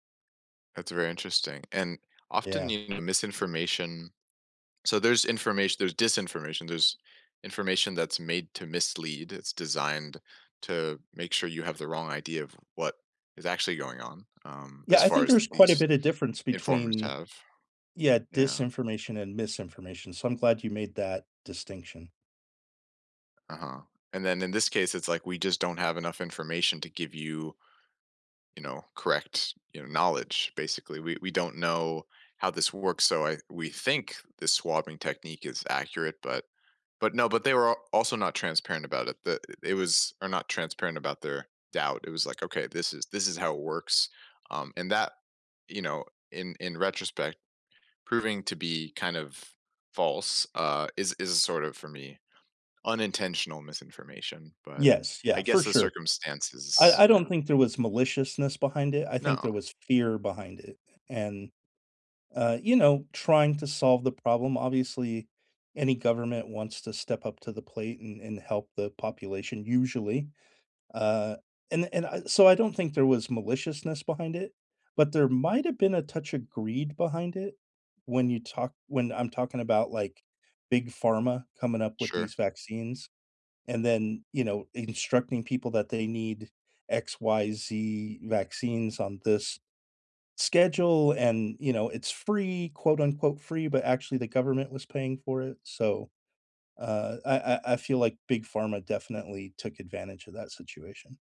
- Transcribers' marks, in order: other background noise; tapping
- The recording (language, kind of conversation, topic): English, unstructured, How should governments handle misinformation online?
- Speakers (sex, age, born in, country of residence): male, 25-29, United States, United States; male, 55-59, United States, United States